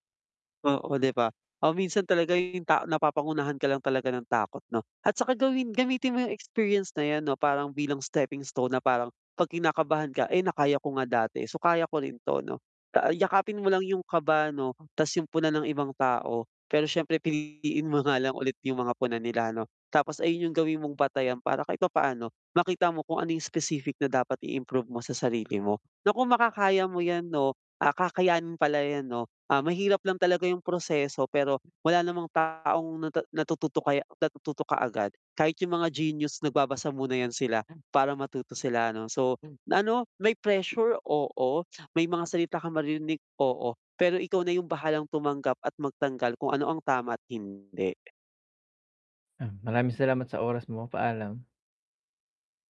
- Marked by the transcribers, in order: distorted speech; in English: "stepping stone"; other background noise; tapping
- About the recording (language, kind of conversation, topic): Filipino, advice, Paano ko tatanggapin ang puna nang hindi nasasaktan ang loob at paano ako uunlad mula rito?